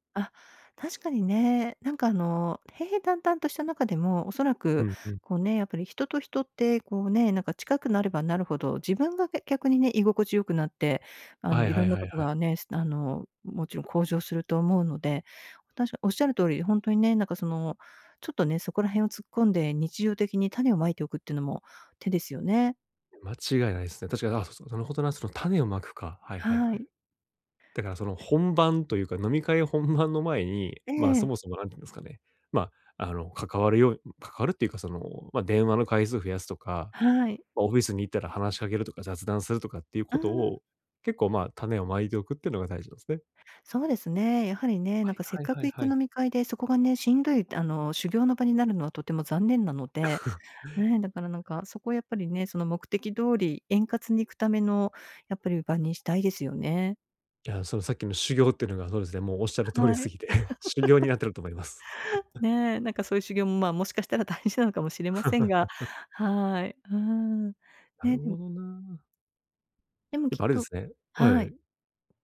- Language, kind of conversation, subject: Japanese, advice, 集まりでいつも孤立してしまうのですが、どうすれば自然に交流できますか？
- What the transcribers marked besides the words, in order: other noise; chuckle; laughing while speaking: "おっしゃる通りすぎて"; laugh; chuckle; laugh; laughing while speaking: "大事なのかも"